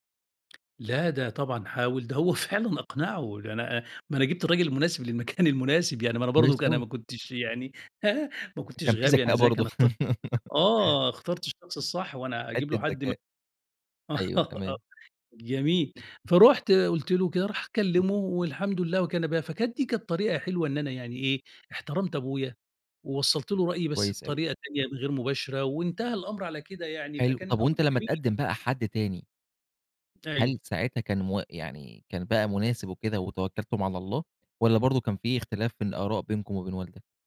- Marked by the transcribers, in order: tapping; laughing while speaking: "للمكان"; laugh; laugh
- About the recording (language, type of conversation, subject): Arabic, podcast, إزاي بتحافظ على احترام الكِبير وفي نفس الوقت بتعبّر عن رأيك بحرية؟